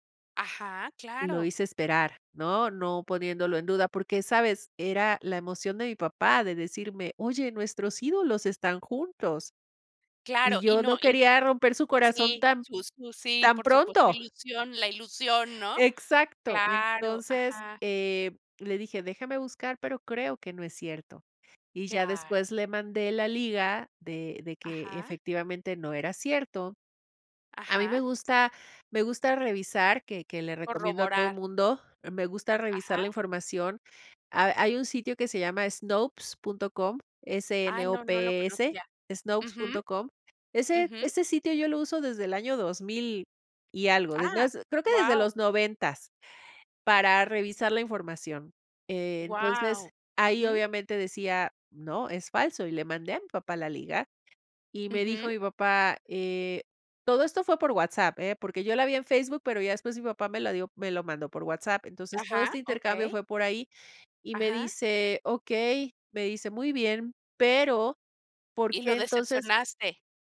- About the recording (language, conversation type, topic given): Spanish, podcast, ¿Qué haces cuando ves información falsa en internet?
- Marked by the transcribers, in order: stressed: "pero"